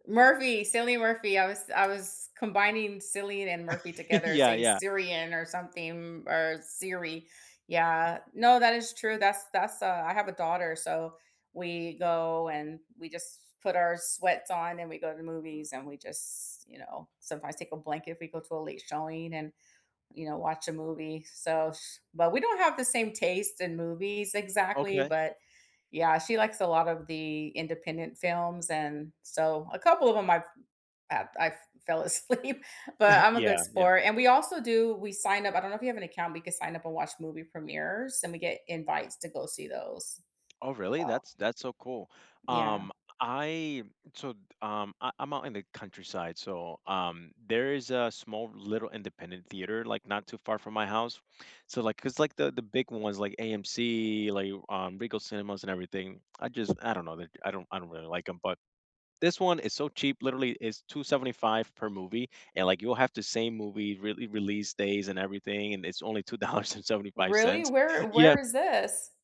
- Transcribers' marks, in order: other background noise; chuckle; laughing while speaking: "asleep"; chuckle; laughing while speaking: "two dollars and seventy-five cents"
- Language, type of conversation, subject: English, unstructured, What underrated movies or TV shows should we watch together this weekend?
- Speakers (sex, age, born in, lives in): female, 50-54, United States, United States; male, 25-29, United States, United States